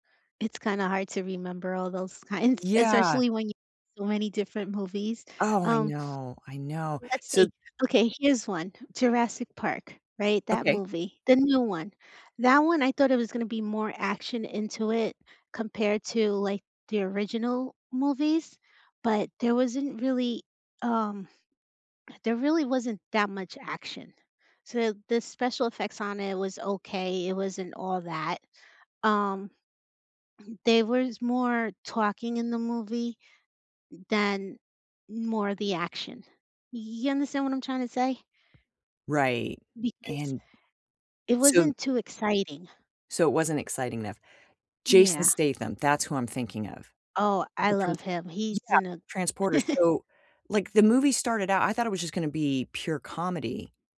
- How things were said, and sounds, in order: laughing while speaking: "kinds"; other background noise; throat clearing; tapping; laugh
- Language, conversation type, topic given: English, unstructured, What kind of movies do you usually enjoy watching?
- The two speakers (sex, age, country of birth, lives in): female, 50-54, United States, United States; female, 55-59, United States, United States